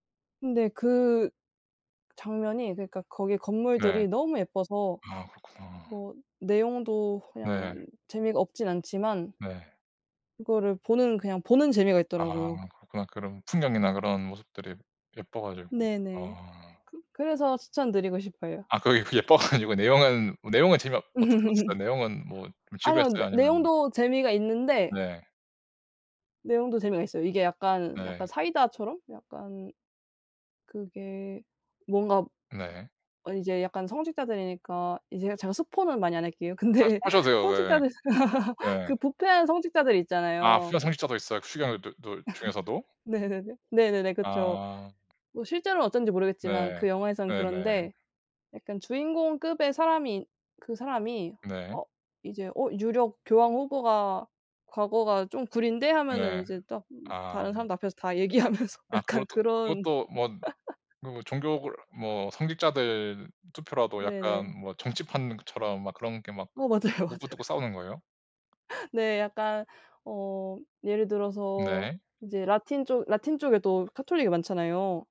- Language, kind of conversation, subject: Korean, unstructured, 최근에 본 영화나 드라마 중 추천하고 싶은 작품이 있나요?
- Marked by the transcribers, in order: laughing while speaking: "그 예뻐 가지고"; laugh; laughing while speaking: "근데"; laugh; laugh; laughing while speaking: "얘기하면서 약간"; laugh; other background noise; laughing while speaking: "맞아요, 맞아요"; tapping